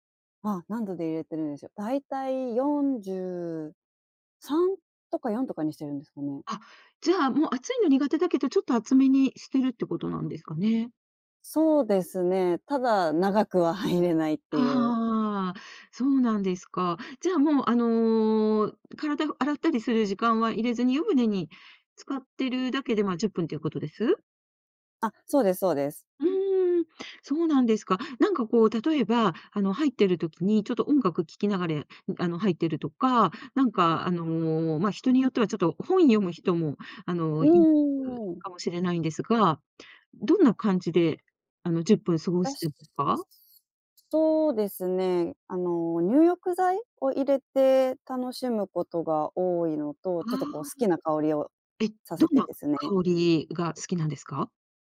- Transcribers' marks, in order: other background noise
- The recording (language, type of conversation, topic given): Japanese, podcast, 睡眠の質を上げるために普段どんな工夫をしていますか？